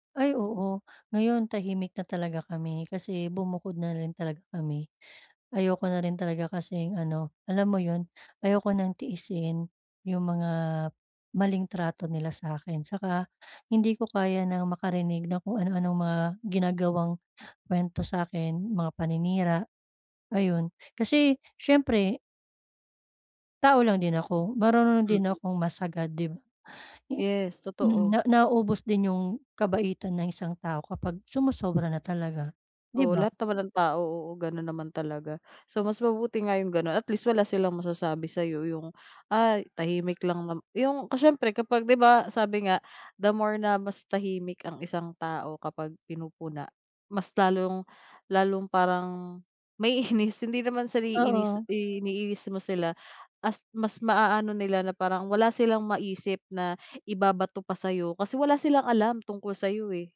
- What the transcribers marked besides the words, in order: tapping; other background noise
- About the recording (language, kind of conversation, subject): Filipino, advice, Paano ako makikipag-usap nang mahinahon at magalang kapag may negatibong puna?